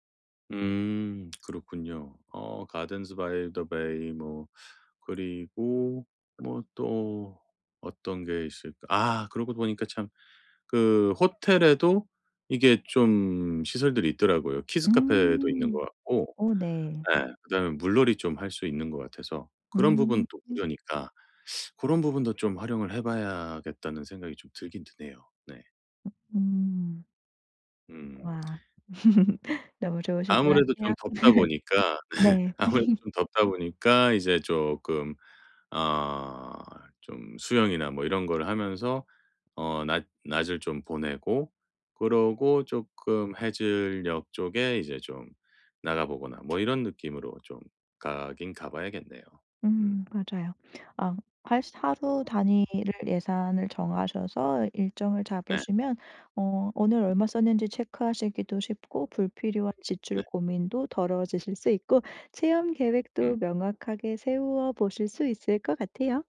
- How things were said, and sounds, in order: tapping; other background noise; laugh; laugh; laughing while speaking: "아무래도"; laugh
- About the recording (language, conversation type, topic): Korean, advice, 여행 예산을 잘 세우고 비용을 절약하려면 어떻게 해야 하나요?